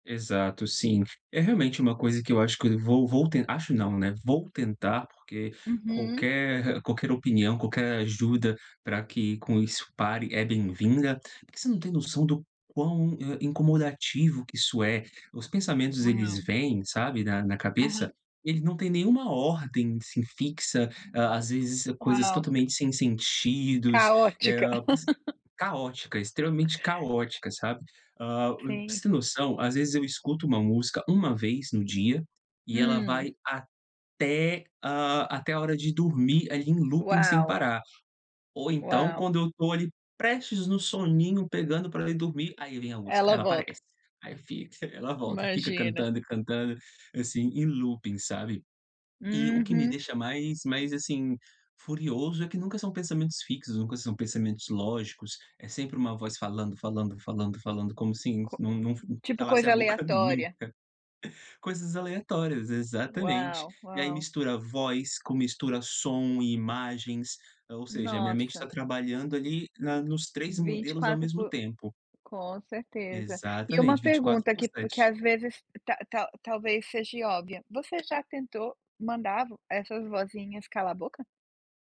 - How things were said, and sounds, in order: tapping; chuckle; laugh; in English: "looping"; other background noise; in English: "looping"; chuckle; "seja" said as "seje"; "óbvia" said as "óbia"; "mandar" said as "mandavo"
- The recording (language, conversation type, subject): Portuguese, advice, Que pensamentos não param na sua cabeça antes de dormir?